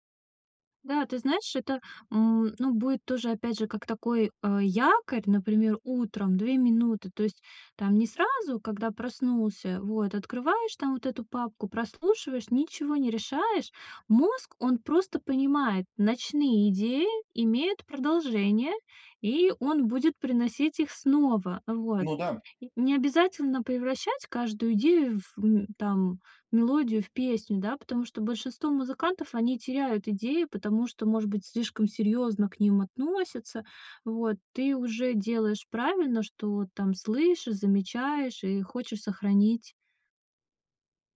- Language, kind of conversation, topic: Russian, advice, Как мне выработать привычку ежедневно записывать идеи?
- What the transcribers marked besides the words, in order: none